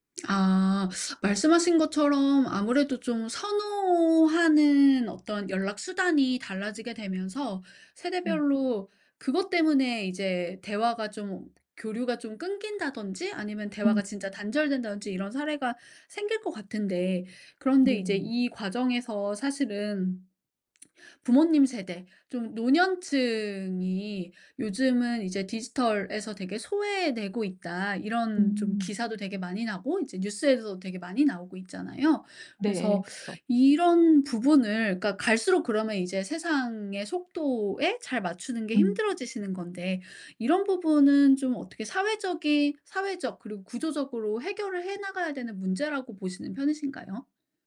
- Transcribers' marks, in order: tapping
- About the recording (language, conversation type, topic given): Korean, podcast, 기술의 발달로 인간관계가 어떻게 달라졌나요?